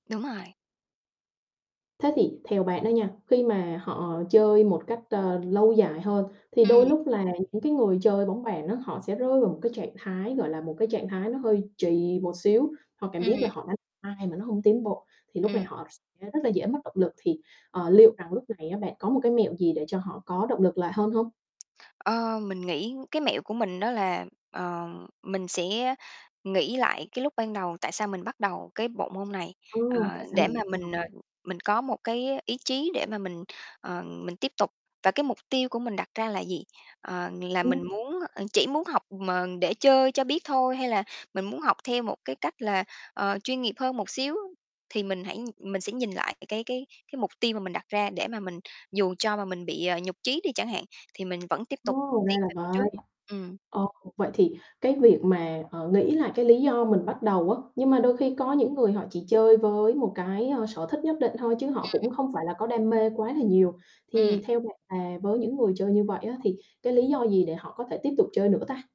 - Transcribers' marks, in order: tapping; distorted speech
- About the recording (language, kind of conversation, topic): Vietnamese, podcast, Anh/chị có mẹo nào dành cho người mới bắt đầu không?